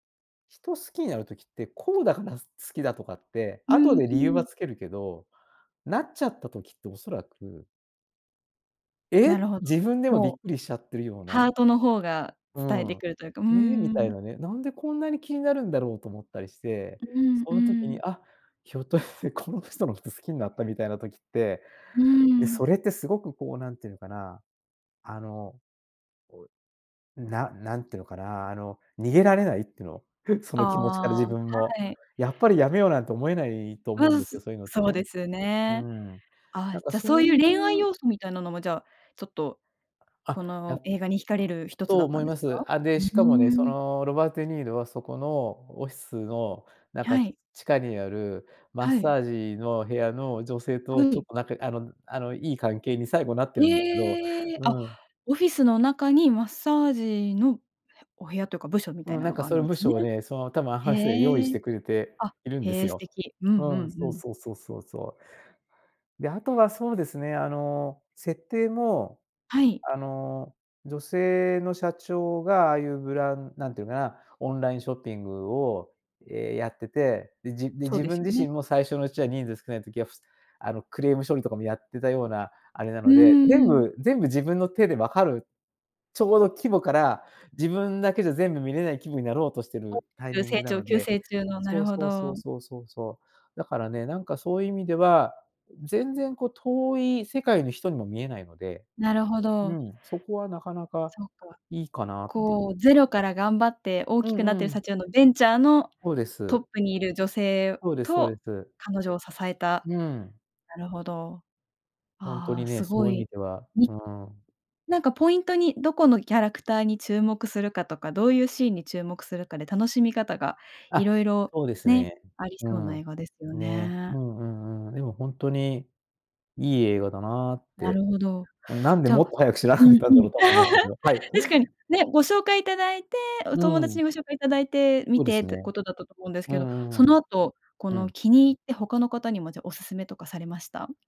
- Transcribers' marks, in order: surprised: "え？"; laughing while speaking: "ひょっとして"; chuckle; other background noise; tapping; other noise; laughing while speaking: "知らなかったんだろう"; laugh
- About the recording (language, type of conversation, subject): Japanese, podcast, どの映画のシーンが一番好きですか？